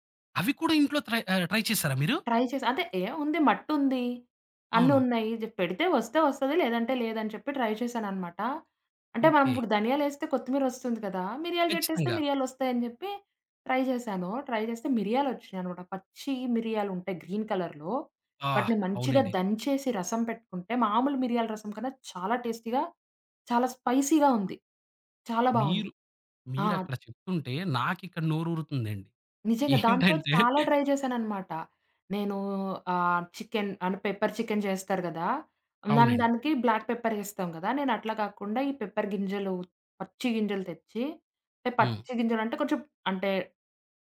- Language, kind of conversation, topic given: Telugu, podcast, హాబీలు మీ ఒత్తిడిని తగ్గించడంలో ఎలా సహాయపడతాయి?
- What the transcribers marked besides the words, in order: in English: "ట్రై"; in English: "ట్రై"; in English: "ట్రై"; in English: "ట్రై"; in English: "ట్రై"; in English: "గ్రీన్ కలర్‌లో"; in English: "టేస్టీగా"; in English: "స్పైసీగా"; laughing while speaking: "ఏంటంటే"; in English: "ట్రై"; in English: "పెప్పర్ చికెన్"; in English: "బ్లాక్ పెప్పర్"; in English: "పెప్పర్"